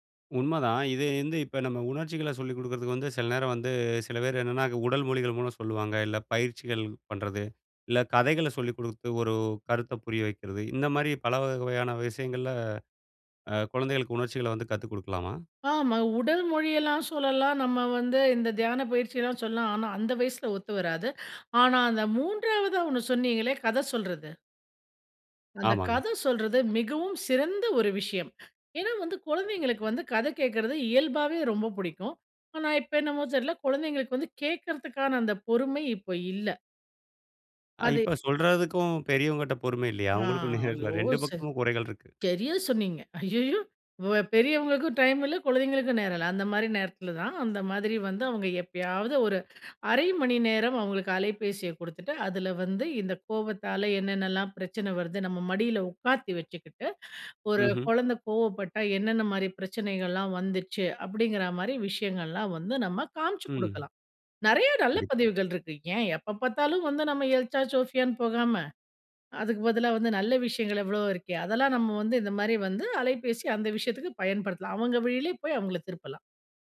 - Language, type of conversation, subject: Tamil, podcast, குழந்தைகளுக்கு உணர்ச்சிகளைப் பற்றி எப்படி விளக்குவீர்கள்?
- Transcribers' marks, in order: "இது வந்து" said as "இந்து"; "பலவகையான" said as "பலவகவகையான"; drawn out: "ஆ"; laughing while speaking: "நேரம் இல்ல. ரெண்டு பக்கமும் குறைகள் இருக்கு"; sad: "ஐயோ! சரி"; other background noise